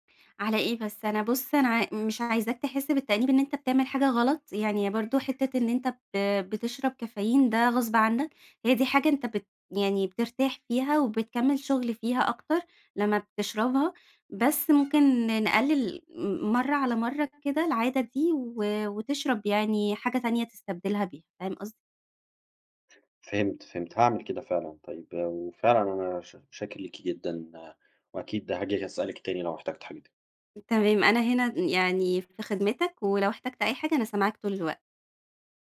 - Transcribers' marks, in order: other background noise; tapping
- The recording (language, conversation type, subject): Arabic, advice, إزاي أتغلب على الأرق وصعوبة النوم بسبب أفكار سريعة ومقلقة؟